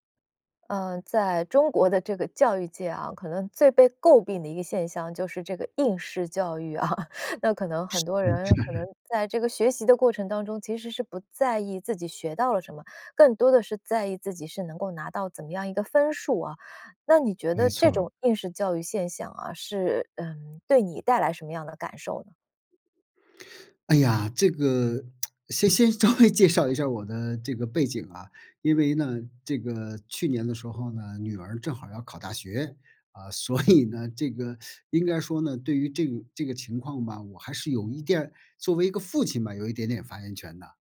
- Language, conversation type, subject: Chinese, podcast, 你怎么看待当前的应试教育现象？
- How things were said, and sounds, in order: laughing while speaking: "啊"; tapping; tsk; laughing while speaking: "先稍微"; laughing while speaking: "所以呢"